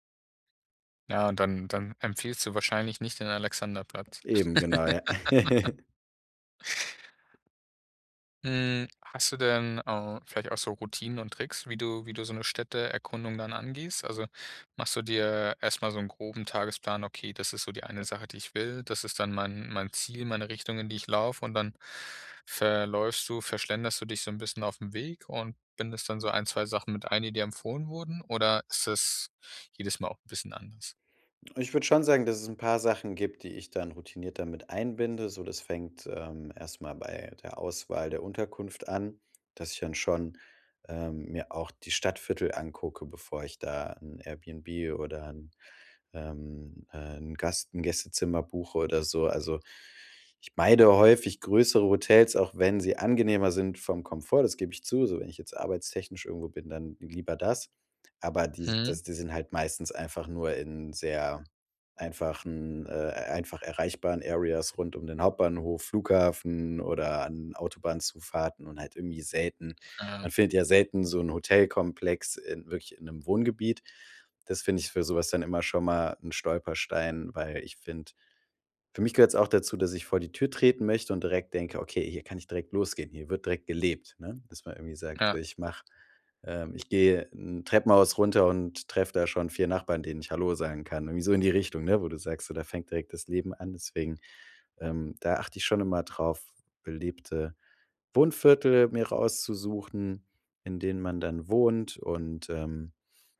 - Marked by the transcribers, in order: laugh; giggle
- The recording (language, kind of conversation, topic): German, podcast, Wie findest du versteckte Ecken in fremden Städten?